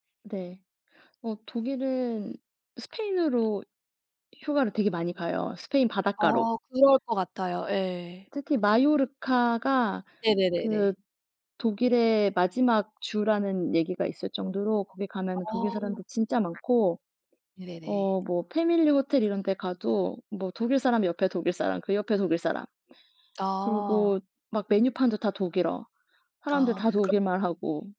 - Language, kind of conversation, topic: Korean, unstructured, 바다와 산 중 어느 곳에서 더 쉬고 싶으신가요?
- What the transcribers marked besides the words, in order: none